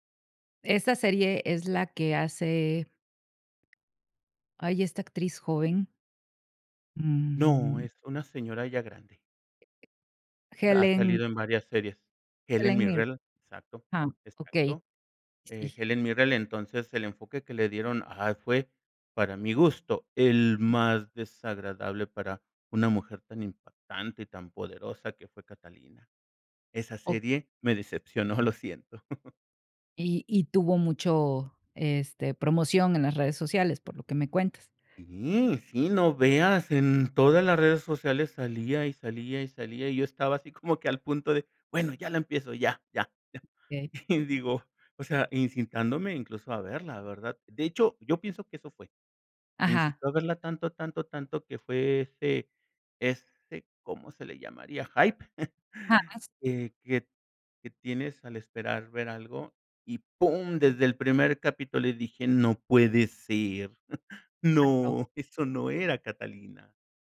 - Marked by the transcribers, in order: other background noise; laughing while speaking: "decepcionó"; chuckle; chuckle; chuckle
- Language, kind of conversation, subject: Spanish, podcast, ¿Cómo influyen las redes sociales en la popularidad de una serie?